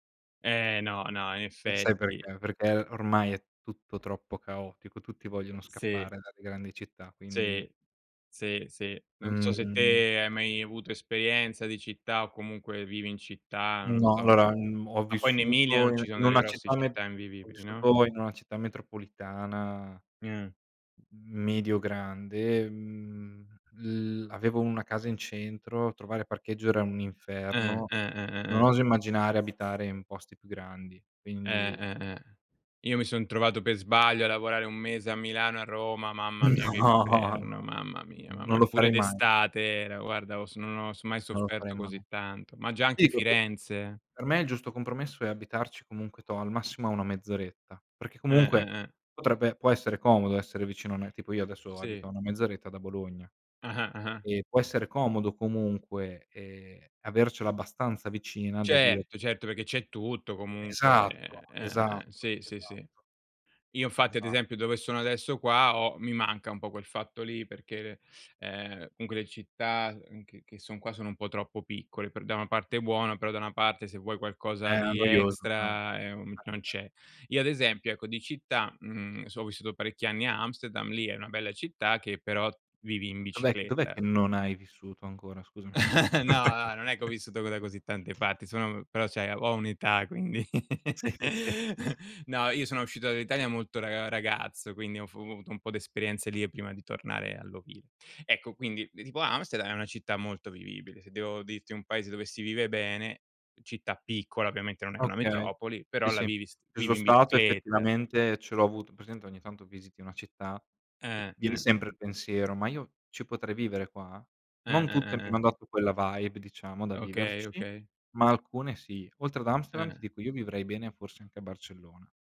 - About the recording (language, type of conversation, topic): Italian, unstructured, Cosa preferisci tra mare, montagna e città?
- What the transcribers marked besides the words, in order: other background noise; unintelligible speech; laughing while speaking: "No"; unintelligible speech; unintelligible speech; "infatti" said as "nfatti"; chuckle; chuckle; "però" said as "peò"; "cioè" said as "ceh"; giggle; laughing while speaking: "Sì"; tapping; in English: "vibe"